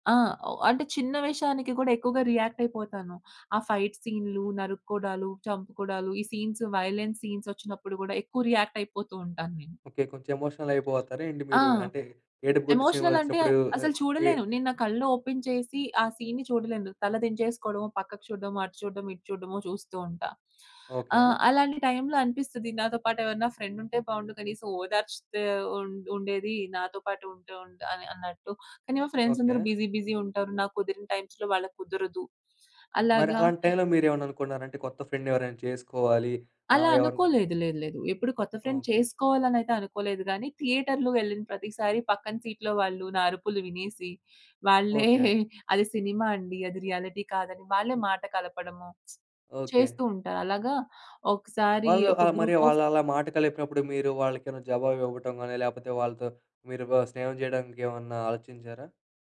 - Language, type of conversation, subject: Telugu, podcast, కొత్త వ్యక్తితో స్నేహం ఎలా మొదలుపెడతారు?
- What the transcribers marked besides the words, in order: in English: "ఫైట్"; in English: "సీన్స్ వయలెన్స్"; in English: "ఎమోషనల్"; in English: "ఓపెన్"; in English: "సీన్‌ని"; in English: "ఫ్రెండ్"; in English: "ఫ్రెండ్స్"; in English: "బిజీ బిజీ"; in English: "టైమ్స్‌లో"; in English: "టైంలో"; in English: "ఫ్రెండ్"; in English: "ఫ్రెండ్"; in English: "థియేటర్‌లో"; in English: "సీట్‌లో"; in English: "రియాలిటీ"; other background noise; in English: "గ్రూప్ ఆఫ్"